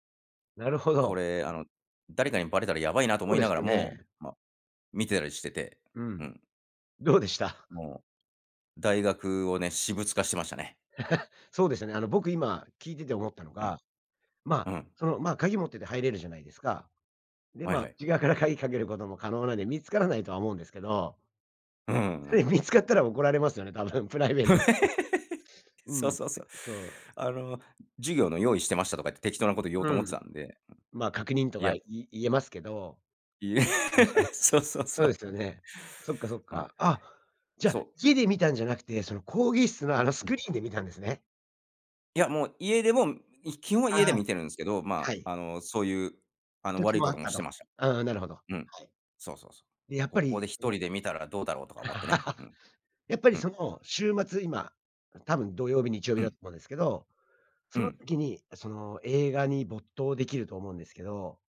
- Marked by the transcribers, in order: laugh; laugh; laughing while speaking: "いえ"; laugh; laugh
- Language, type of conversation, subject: Japanese, podcast, 最近、映画を観て現実逃避したことはありますか？